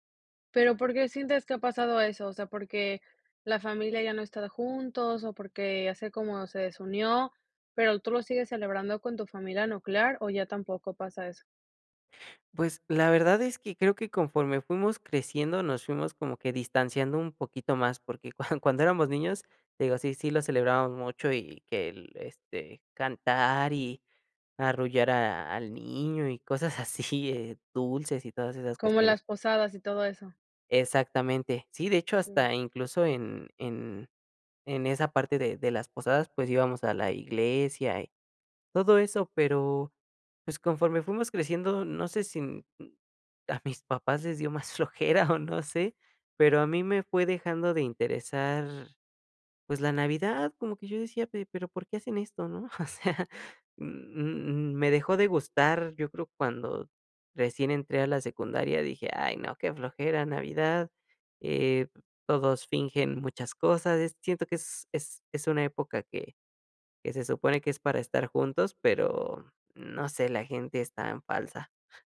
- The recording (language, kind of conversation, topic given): Spanish, podcast, ¿Has cambiado alguna tradición familiar con el tiempo? ¿Cómo y por qué?
- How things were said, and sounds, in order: laughing while speaking: "cuan"; laughing while speaking: "cosas así"; laughing while speaking: "les dio más flojera"; laughing while speaking: "O sea"